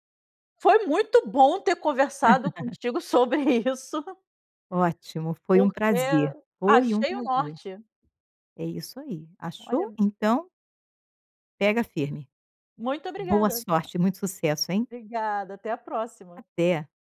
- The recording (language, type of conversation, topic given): Portuguese, advice, Como você tem lidado com a sensação de impostor ao liderar uma equipe pela primeira vez?
- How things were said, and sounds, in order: chuckle; chuckle; other background noise; stressed: "Foi um prazer"; tapping